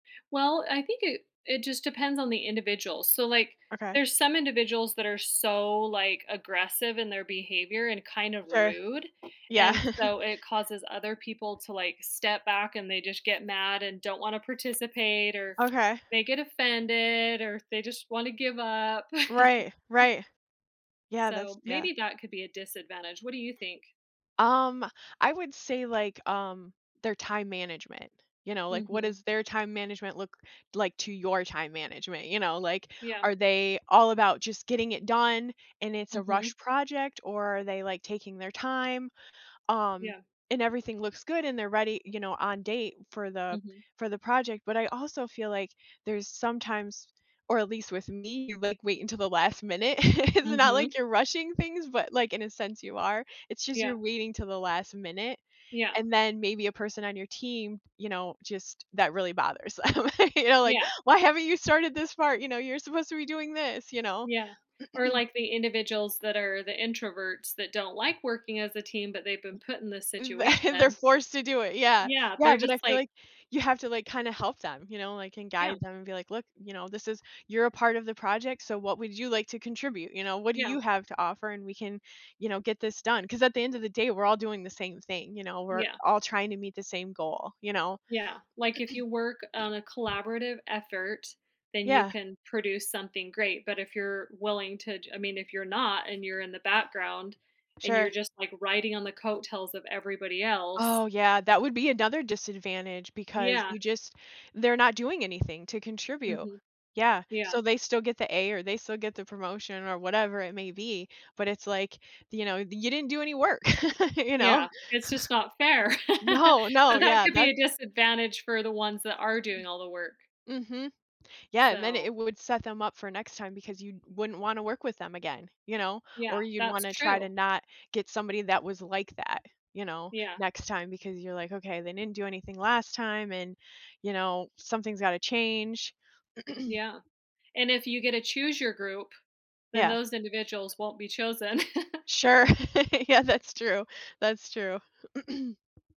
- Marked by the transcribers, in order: tapping; chuckle; chuckle; chuckle; laughing while speaking: "um and your like"; throat clearing; other background noise; laughing while speaking: "th"; throat clearing; chuckle; laugh; chuckle; throat clearing; throat clearing; chuckle; laughing while speaking: "Yeah, that's true"; throat clearing
- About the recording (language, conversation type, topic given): English, unstructured, How does your working style shape your experience and results on projects?
- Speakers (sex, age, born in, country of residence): female, 40-44, United States, United States; female, 45-49, United States, United States